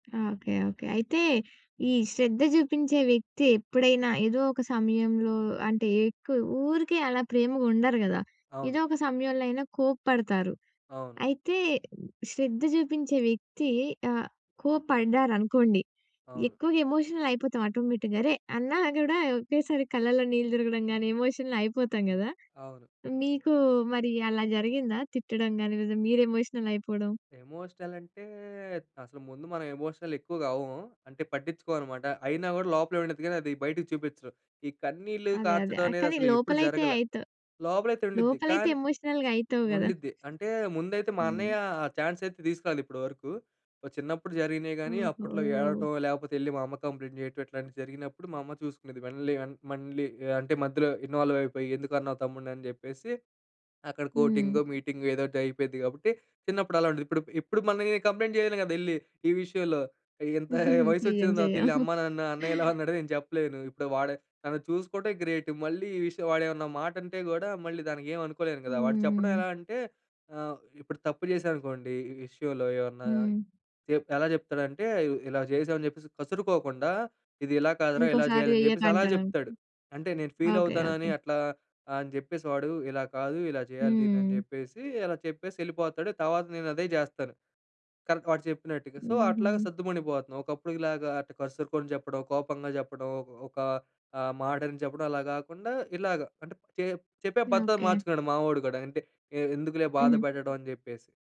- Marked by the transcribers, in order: other background noise; in English: "ఎమోషనల్"; in English: "ఆటోమేటిక్‌గా"; giggle; in English: "ఎమోషనల్"; in English: "ఎమోషనల్"; in English: "ఎమోషనల్"; in English: "ఎమోషనల్"; in English: "ఎమోషనల్‌గ"; in English: "చాన్స్"; in English: "కంప్లెయింట్"; in English: "ఇన్వాల్వ్"; in English: "కంప్లెయింట్"; giggle; giggle; in English: "గ్రేట్"; in English: "ఫీల్"; in English: "సో"; tapping
- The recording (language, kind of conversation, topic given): Telugu, podcast, మీ జీవితంలో చిన్న శ్రద్ధ చూపించిన వ్యక్తి గురించి మీరు ఒక చిన్న కథ చెప్పగలరా?